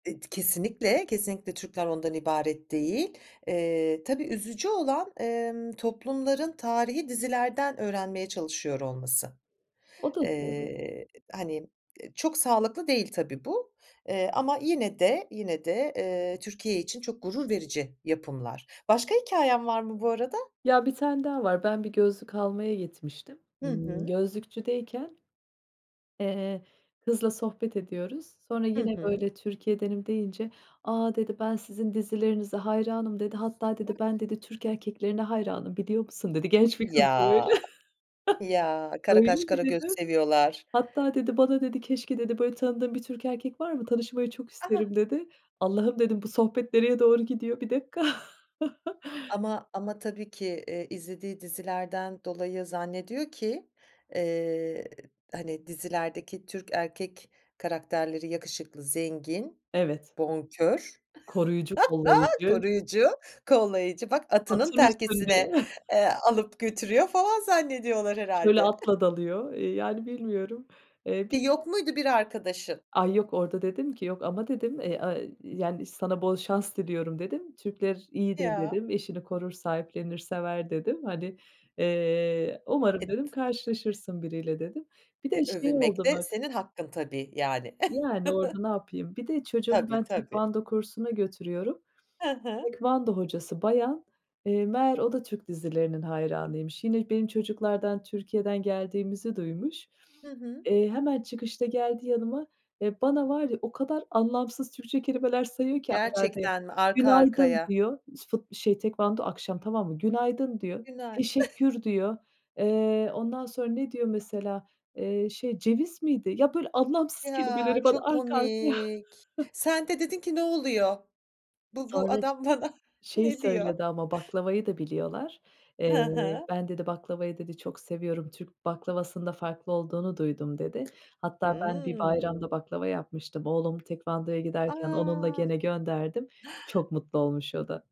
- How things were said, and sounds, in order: tapping; unintelligible speech; laugh; surprised: "A!"; chuckle; laugh; chuckle; chuckle; other background noise; unintelligible speech; chuckle; sniff; chuckle; drawn out: "Ya"; drawn out: "komik"; chuckle; chuckle; drawn out: "Hımm"; gasp
- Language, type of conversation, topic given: Turkish, podcast, Türk dizileri neden yurt dışında bu kadar popüler?